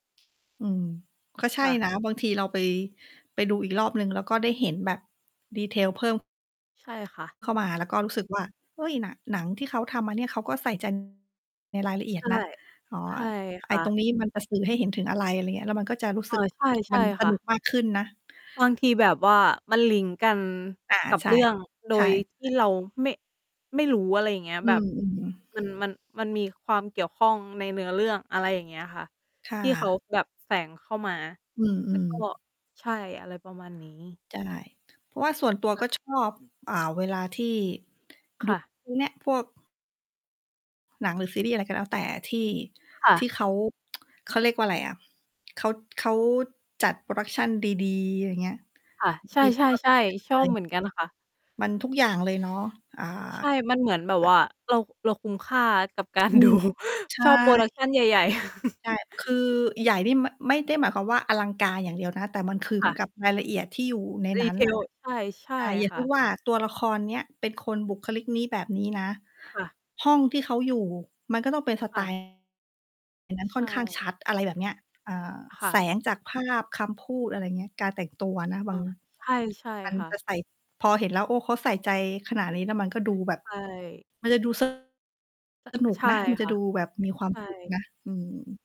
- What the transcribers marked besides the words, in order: distorted speech; other background noise; tsk; unintelligible speech; laughing while speaking: "ดู"; chuckle; in English: "Retail"
- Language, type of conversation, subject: Thai, unstructured, ถ้าคุณต้องเลือกหนังสักเรื่องที่ดูซ้ำได้ คุณจะเลือกเรื่องอะไร?